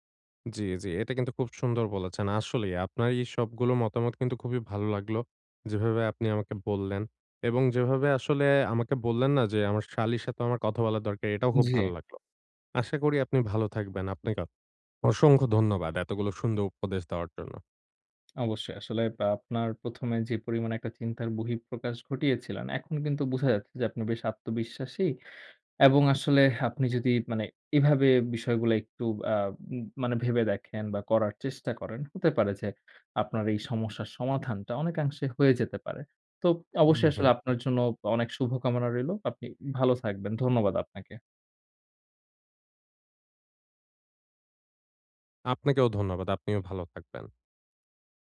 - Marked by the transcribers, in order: swallow; tapping; sigh
- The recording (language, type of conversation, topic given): Bengali, advice, আমি কীভাবে উপযুক্ত উপহার বেছে নিয়ে প্রত্যাশা পূরণ করতে পারি?